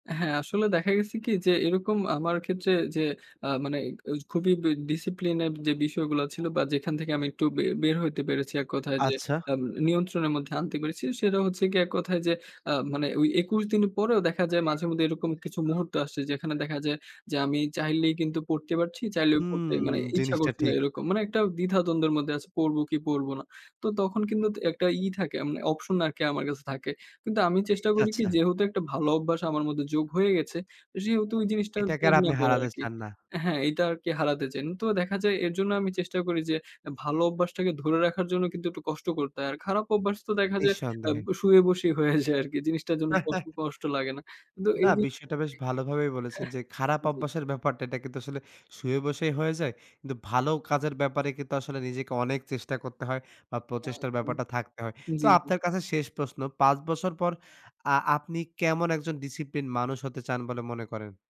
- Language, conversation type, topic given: Bengali, podcast, দীর্ঘ সময় ধরে শৃঙ্খলা বজায় রাখতে আপনার পরামর্শ কী?
- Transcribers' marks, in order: unintelligible speech; tapping; laughing while speaking: "বসেই হয়ে যায় আরকি"; laugh; unintelligible speech